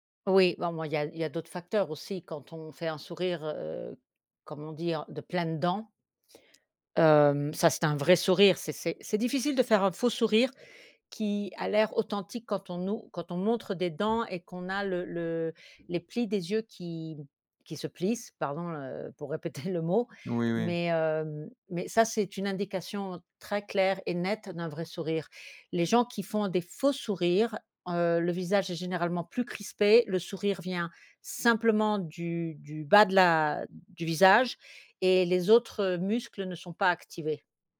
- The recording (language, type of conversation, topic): French, podcast, Comment distinguer un vrai sourire d’un sourire forcé ?
- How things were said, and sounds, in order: other background noise; laughing while speaking: "répéter"